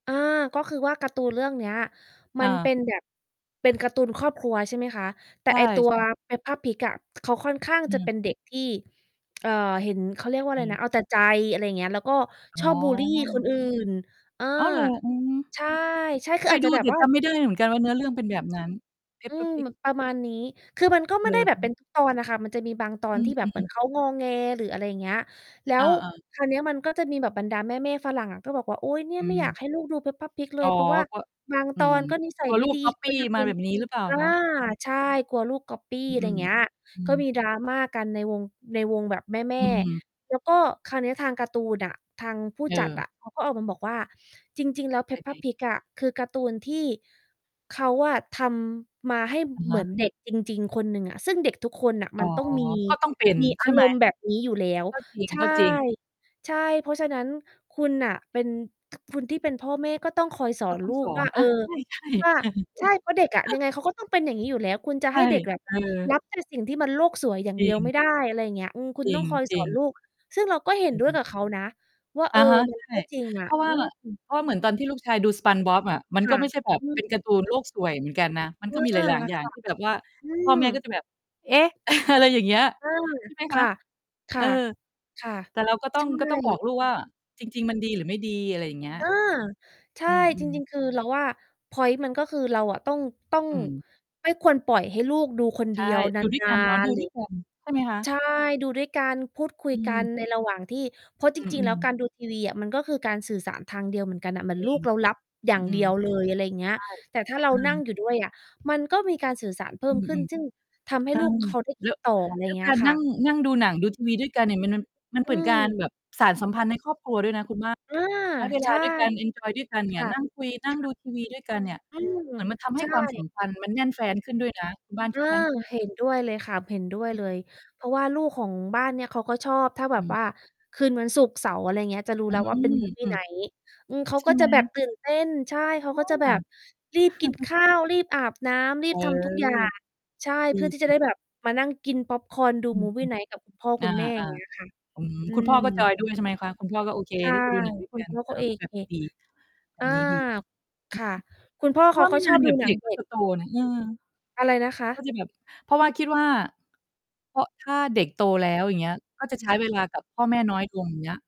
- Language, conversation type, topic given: Thai, unstructured, การดูหนังร่วมกับครอบครัวมีความหมายอย่างไรสำหรับคุณ?
- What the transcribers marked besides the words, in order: distorted speech; tapping; background speech; chuckle; laughing while speaking: "อะไร"; in English: "movie night"; chuckle; in English: "movie night"